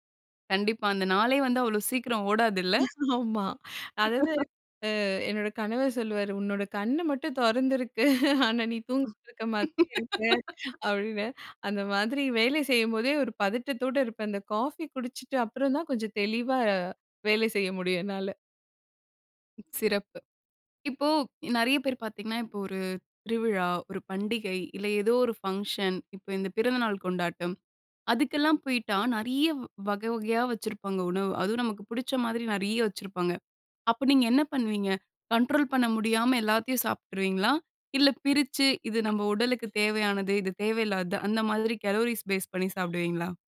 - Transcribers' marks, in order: laughing while speaking: "ஆமா. அதாவது அ என்னோட கணவர் … செய்ய முடியும் என்னால"; chuckle; laugh; laugh; in English: "கண்ட்ரோல்"; in English: "கலோரிஸ் பேஸ்"
- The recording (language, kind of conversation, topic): Tamil, podcast, உணவுக்கான ஆசையை நீங்கள் எப்படி கட்டுப்படுத்துகிறீர்கள்?